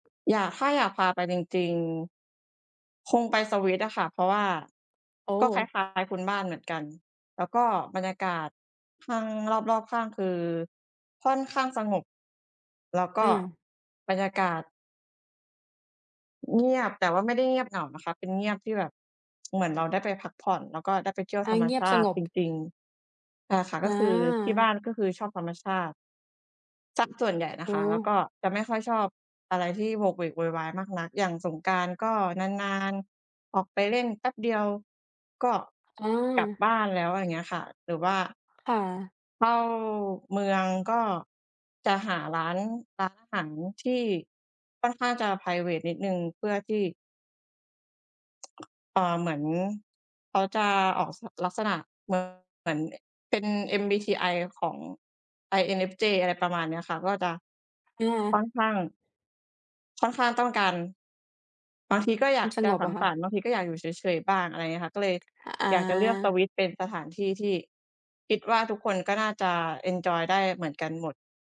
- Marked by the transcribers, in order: tapping; other background noise
- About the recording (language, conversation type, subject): Thai, unstructured, คุณเคยมีประสบการณ์สนุกๆ กับครอบครัวไหม?